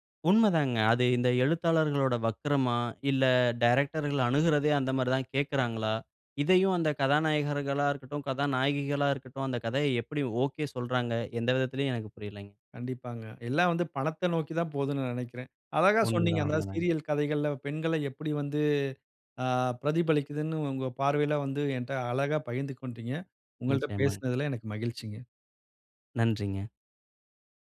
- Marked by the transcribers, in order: none
- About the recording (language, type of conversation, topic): Tamil, podcast, சீரியல் கதைகளில் பெண்கள் எப்படி பிரதிபலிக்கப்படுகிறார்கள் என்று உங்கள் பார்வை என்ன?
- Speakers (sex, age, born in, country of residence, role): male, 35-39, India, India, guest; male, 35-39, India, India, host